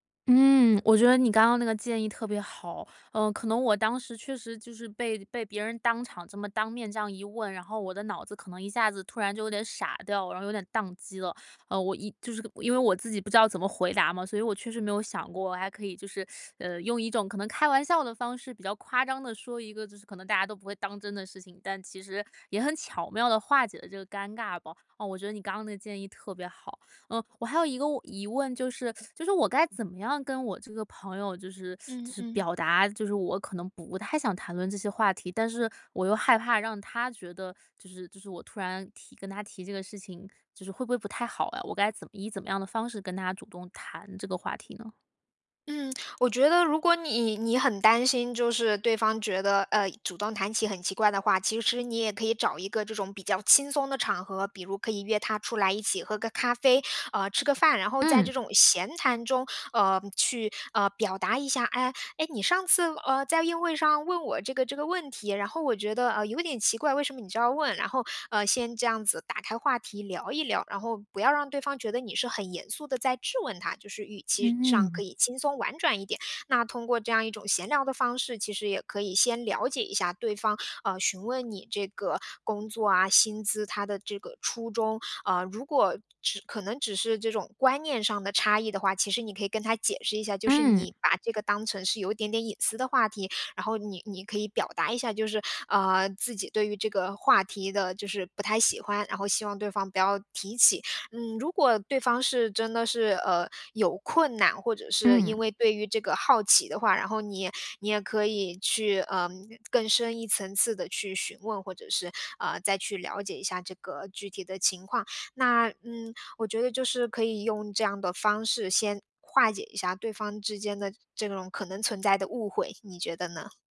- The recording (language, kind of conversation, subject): Chinese, advice, 如何才能不尴尬地和别人谈钱？
- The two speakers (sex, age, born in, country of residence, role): female, 30-34, China, Germany, advisor; female, 30-34, China, United States, user
- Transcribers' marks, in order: teeth sucking; teeth sucking; teeth sucking